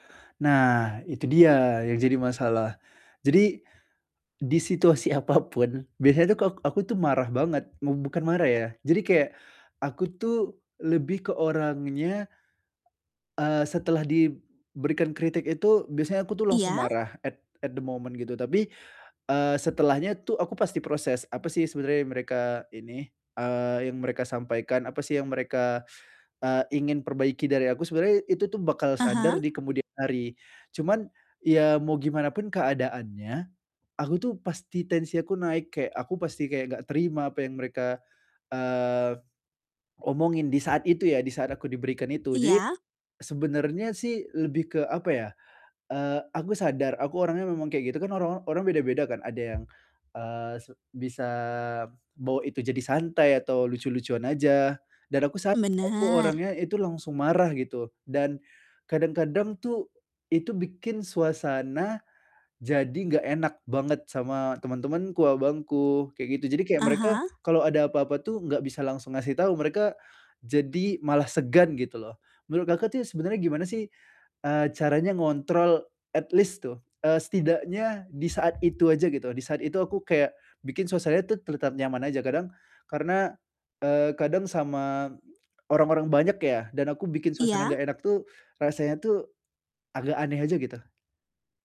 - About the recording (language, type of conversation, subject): Indonesian, advice, Bagaimana cara tetap tenang saat menerima umpan balik?
- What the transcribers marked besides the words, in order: laughing while speaking: "apapun"; tapping; in English: "at at the moment"; distorted speech; in English: "at least"